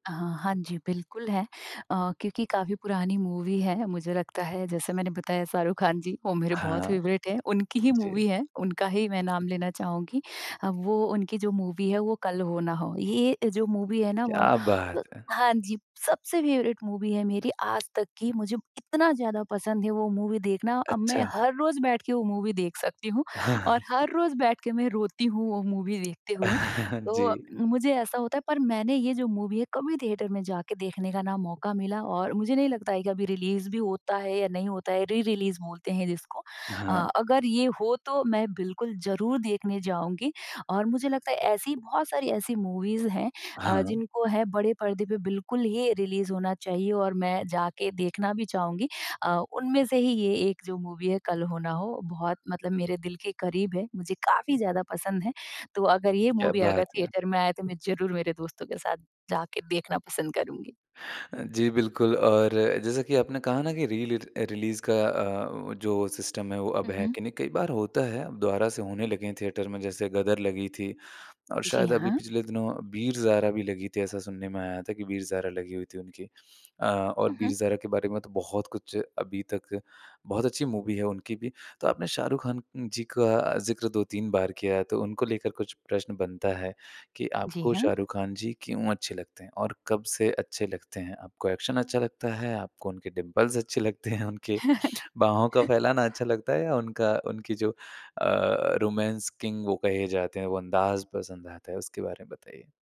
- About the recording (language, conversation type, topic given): Hindi, podcast, आप थिएटर में फिल्म देखना पसंद करेंगे या घर पर?
- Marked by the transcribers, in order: in English: "मूवी"; in English: "फ़ेवरेट"; in English: "मूवी"; in English: "मूवी"; in English: "मूवी"; in English: "फ़ेवरेट"; in English: "मूवी"; in English: "मूवी"; chuckle; in English: "मूवी"; chuckle; in English: "मूवी"; in English: "थिएटर"; in English: "रिलीज़"; in English: "री-रिलीज़"; in English: "मूवीज़"; in English: "रिलीज़"; in English: "मूवी"; in English: "मूवी"; in English: "थिएटर"; in English: "रिलीज़"; in English: "सिस्टम"; in English: "थिएटर"; in English: "एक्शन"; in English: "डिंपल्स"; laughing while speaking: "लगते हैं? उनके"; chuckle; in English: "रोमांस किंग"